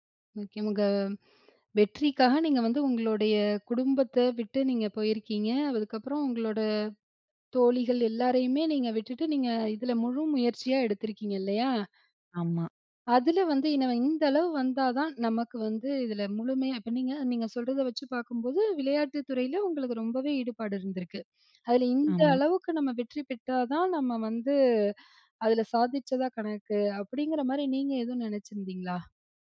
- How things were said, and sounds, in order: none
- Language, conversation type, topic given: Tamil, podcast, நீ உன் வெற்றியை எப்படி வரையறுக்கிறாய்?